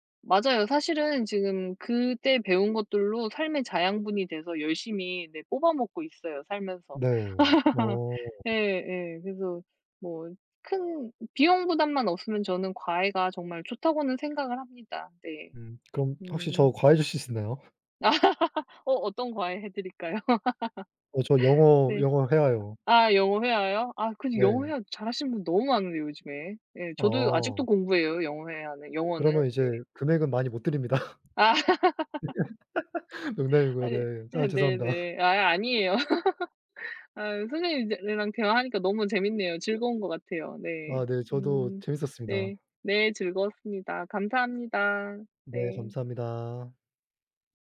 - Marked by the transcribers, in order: laugh; laugh; laughing while speaking: "드립니다"; laugh; laugh
- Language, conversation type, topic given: Korean, unstructured, 과외는 꼭 필요한가요, 아니면 오히려 부담이 되나요?